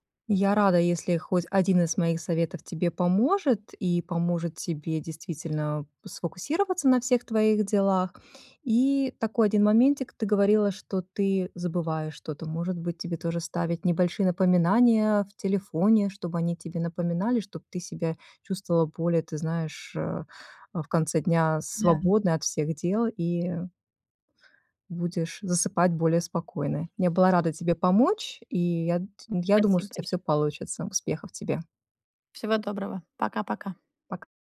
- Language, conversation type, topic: Russian, advice, Как у вас проявляется привычка часто переключаться между задачами и терять фокус?
- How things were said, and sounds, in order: none